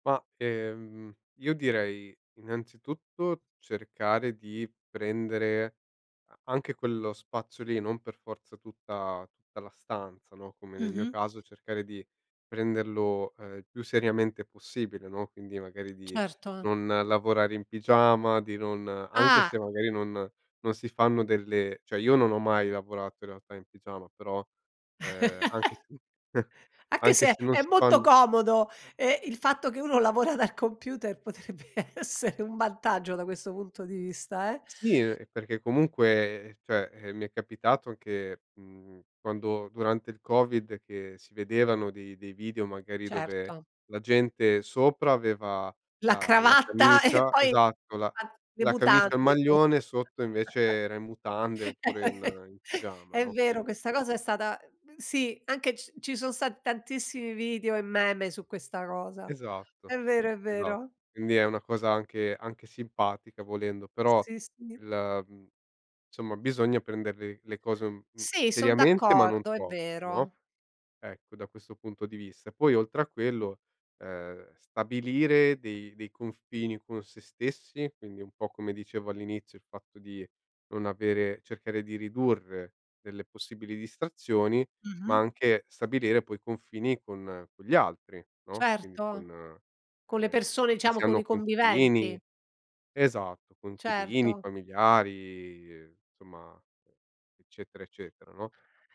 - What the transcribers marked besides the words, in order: tapping; laugh; chuckle; laughing while speaking: "lavora dal computer potrebbe essere"; laughing while speaking: "e"; unintelligible speech; laugh; "insomma" said as "nsomma"; "insomma" said as "nsomma"
- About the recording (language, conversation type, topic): Italian, podcast, Come organizzi il tuo spazio per lavorare da casa?